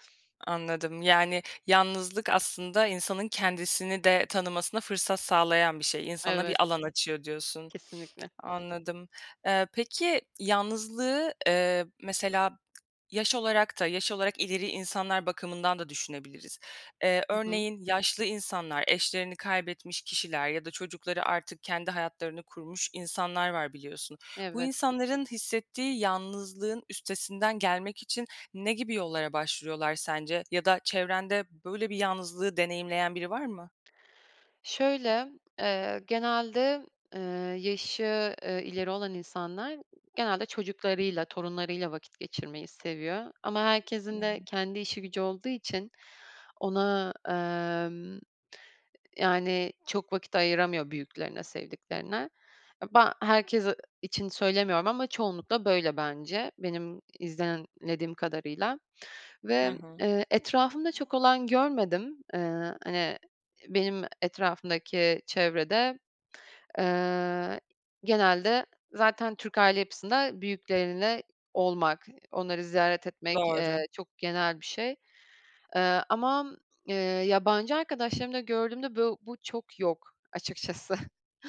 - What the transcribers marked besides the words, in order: tapping; other background noise; unintelligible speech; unintelligible speech; laughing while speaking: "açıkçası"
- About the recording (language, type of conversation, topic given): Turkish, podcast, Yalnızlık hissettiğinde bununla nasıl başa çıkarsın?